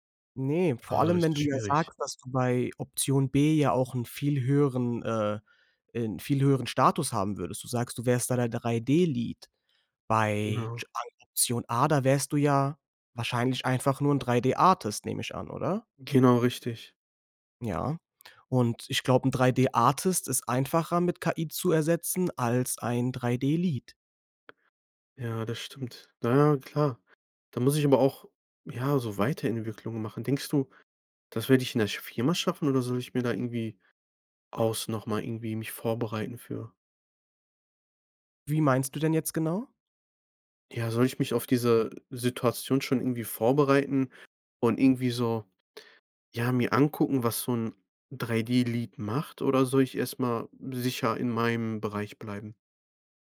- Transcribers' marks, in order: unintelligible speech
- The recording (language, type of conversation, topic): German, advice, Wie wäge ich ein Jobangebot gegenüber mehreren Alternativen ab?